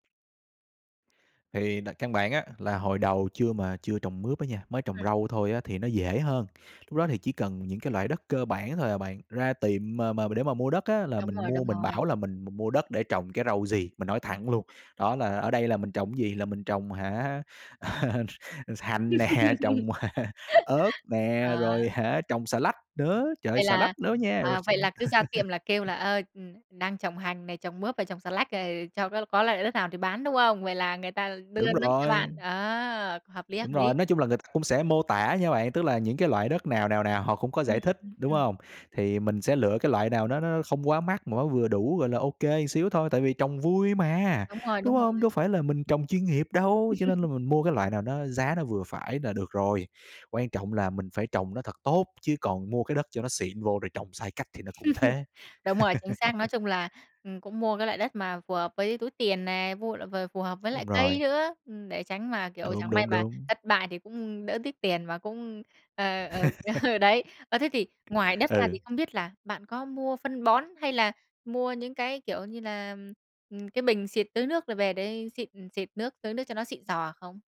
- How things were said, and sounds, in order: laugh; laughing while speaking: "nè"; laugh; laugh; tapping; dog barking; laugh; laugh; laugh; laughing while speaking: "ờ"; other background noise
- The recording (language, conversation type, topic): Vietnamese, podcast, Bạn nghĩ sao về việc trồng rau theo phong cách tối giản tại nhà?